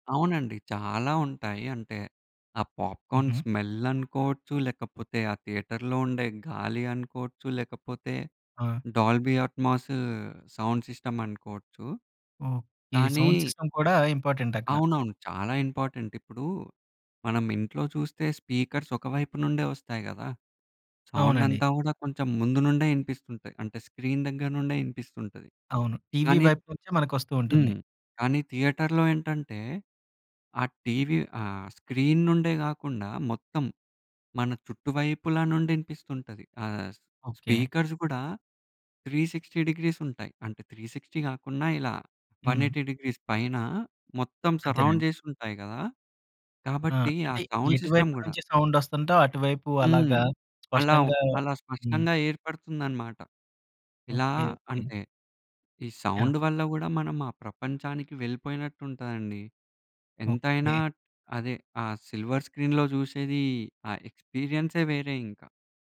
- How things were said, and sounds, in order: in English: "పాప్కార్న్ స్మెల్"; in English: "థియేటర్‌లో"; in English: "డాల్బీ"; in English: "సౌండ్ సిస్టమ్"; in English: "సౌండ్ సిస్టమ్"; in English: "ఇంపార్టెంట్"; in English: "ఇంపార్టెంట్"; other background noise; in English: "స్పీకర్స్"; in English: "సౌండ్"; in English: "స్క్రీన్"; in English: "థియేటర్‌లో"; in English: "స్క్రీన్"; in English: "స్పీకర్స్"; in English: "త్రీ త్రీ సిక్స్టీ డిగ్రీస్"; in English: "త్రీ సిక్స్టీ"; in English: "వన్ ఎయిటీ డిగ్రీస్"; in English: "సరౌండ్"; in English: "సౌండ్ సిస్టమ్"; in English: "సౌండ్"; tapping; in English: "సౌండ్"; in English: "సిల్వర్ స్క్రీన్‌లో"
- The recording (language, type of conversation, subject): Telugu, podcast, బిగ్ స్క్రీన్ అనుభవం ఇంకా ముఖ్యం అనుకుంటావా, ఎందుకు?